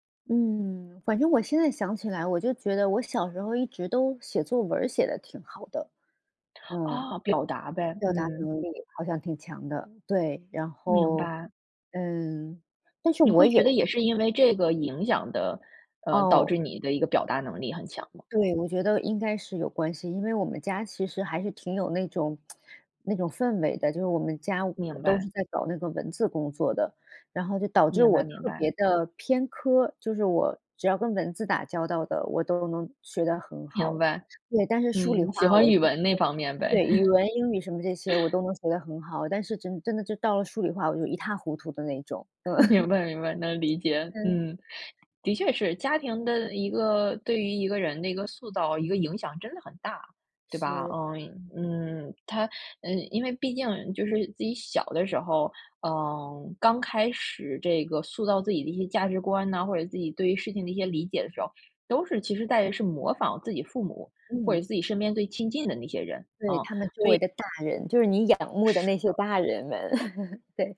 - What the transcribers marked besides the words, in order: tsk; other background noise; laugh; laughing while speaking: "嗯"; chuckle; laugh
- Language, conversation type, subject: Chinese, podcast, 哪首歌是你和父母共同的回忆？